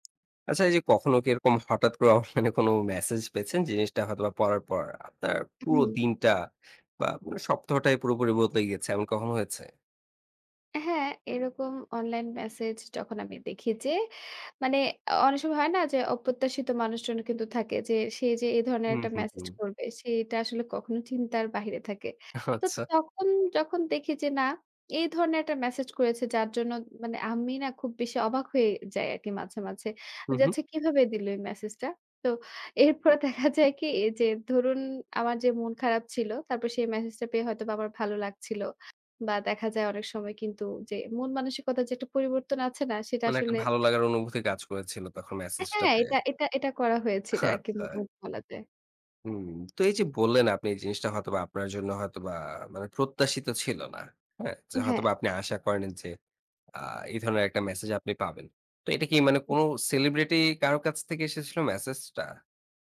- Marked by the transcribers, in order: laughing while speaking: "অনলাইনে"; laughing while speaking: "আচ্ছা"; laughing while speaking: "এরপরে দেখা যায় কি?"; other background noise; laughing while speaking: "আচ্ছা"; lip smack
- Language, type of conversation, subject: Bengali, podcast, হঠাৎ কোনো অনলাইন বার্তা কি কখনও আপনার জীবন বদলে দিয়েছে?